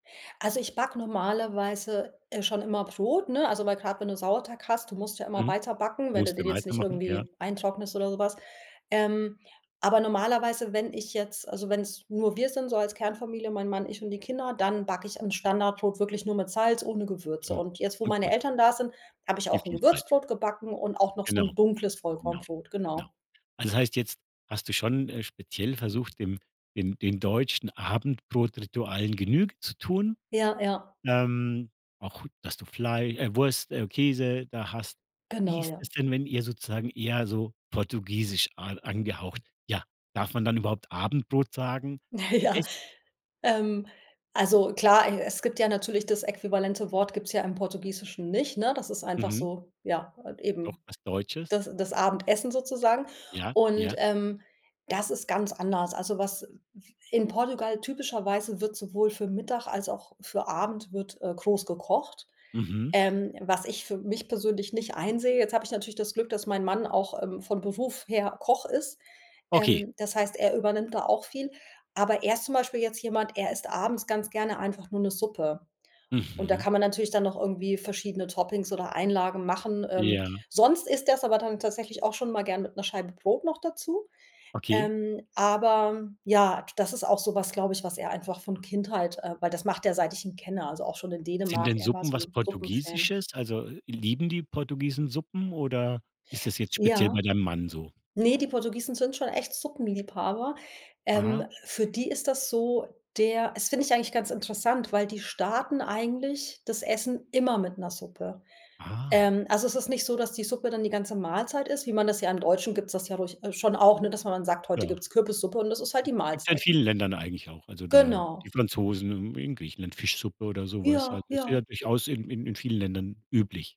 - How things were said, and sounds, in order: other background noise; laughing while speaking: "Ja"; stressed: "immer"; drawn out: "Ah"
- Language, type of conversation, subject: German, podcast, Wie sieht euer Abendbrotritual aus?